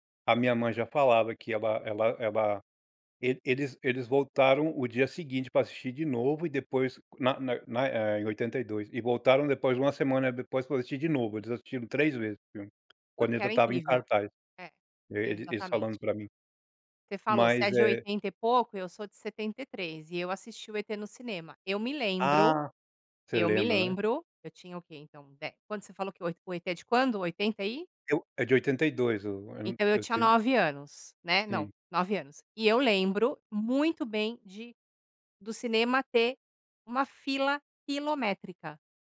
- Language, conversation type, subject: Portuguese, podcast, Qual filme te transporta para outro mundo?
- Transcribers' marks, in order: none